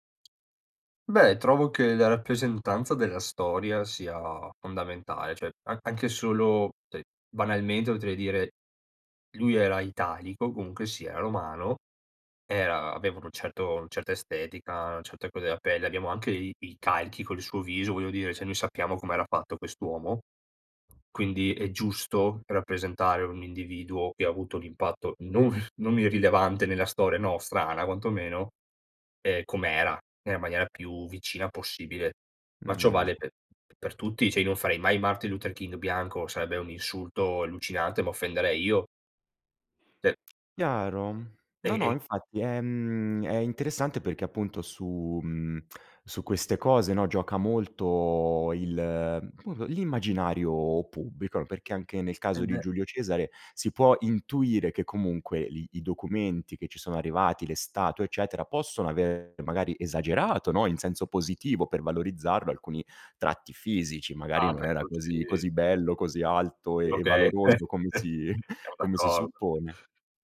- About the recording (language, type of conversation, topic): Italian, podcast, Qual è, secondo te, l’importanza della diversità nelle storie?
- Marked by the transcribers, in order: tapping; "cioè" said as "ceh"; "cioè" said as "ceh"; "colore" said as "coloe"; "cioè" said as "ceh"; other background noise; chuckle; "cioè" said as "ceh"; chuckle